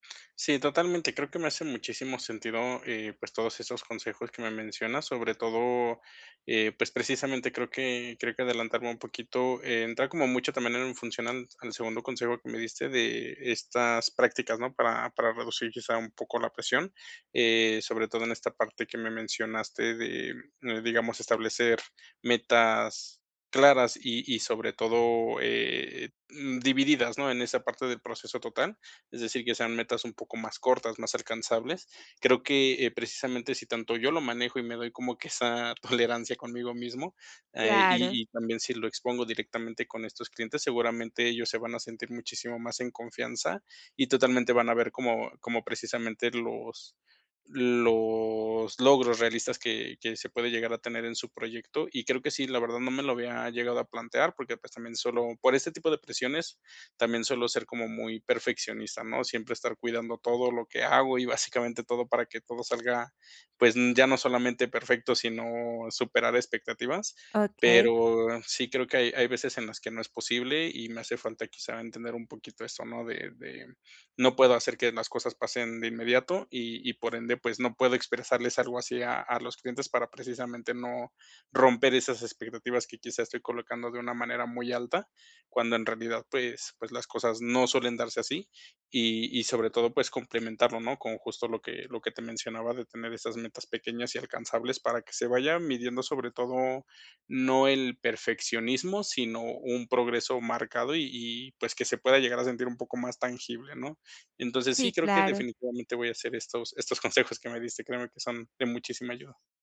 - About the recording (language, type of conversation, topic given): Spanish, advice, ¿Cómo puedo manejar la presión de tener que ser perfecto todo el tiempo?
- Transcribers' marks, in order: chuckle; other background noise; chuckle; chuckle